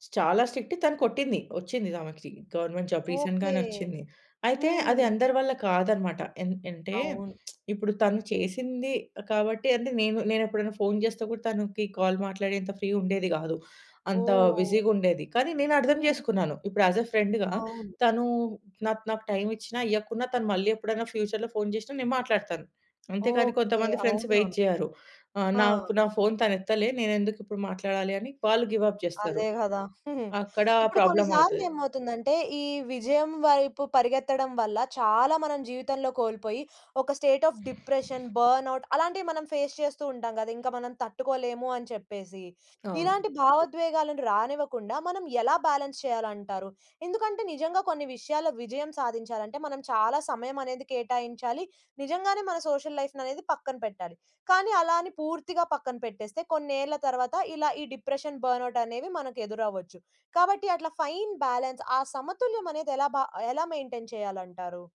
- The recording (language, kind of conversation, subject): Telugu, podcast, విజయం మన మానసిక ఆరోగ్యంపై ఎలా ప్రభావం చూపిస్తుంది?
- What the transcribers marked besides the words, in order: in English: "స్ట్రిక్ట్"; in English: "గవర్నమెంట్ జాబ్ రీసెంట్‌గానే"; lip smack; in English: "కాల్"; other background noise; in English: "ఫ్రీ"; in English: "బిజీగా"; in English: "యాజ్ ఎ ఫ్రెండ్‌గా"; in English: "ఫ్యూచర్‌లో"; in English: "ఫ్రెండ్స్ వెయిట్"; in English: "గివ్ అప్"; chuckle; in English: "ప్రాబ్లమ్"; in English: "స్టేట్ ఆఫ్ డిప్రెషన్, బర్న్‌ఔట్"; in English: "ఫేస్"; in English: "బ్యాలన్స్"; in English: "సోషల్ లైఫ్"; in English: "డిప్రెషన్, బర్న్‌ఔట్"; in English: "ఫైన్ బ్యాలన్స్"; in English: "మెయింటైన్"